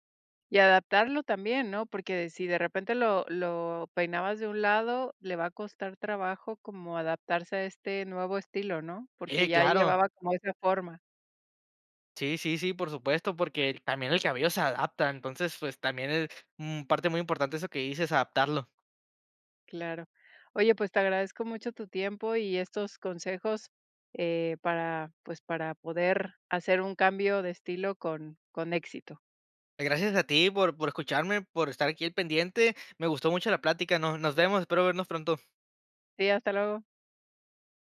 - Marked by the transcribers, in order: none
- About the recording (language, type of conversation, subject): Spanish, podcast, ¿Qué consejo darías a alguien que quiere cambiar de estilo?